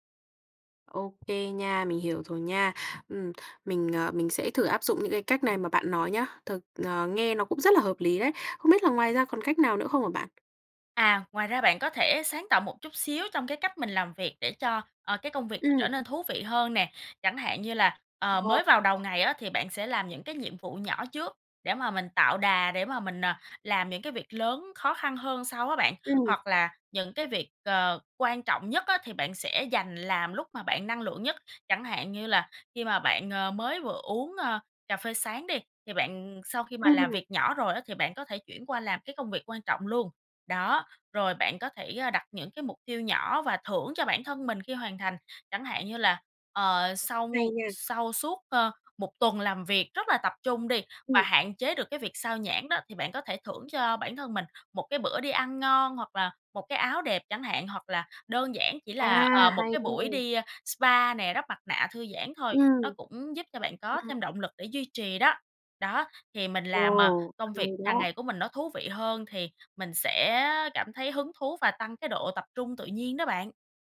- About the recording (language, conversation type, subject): Vietnamese, advice, Làm thế nào để tôi có thể tập trung làm việc lâu hơn?
- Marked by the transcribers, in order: tapping; other background noise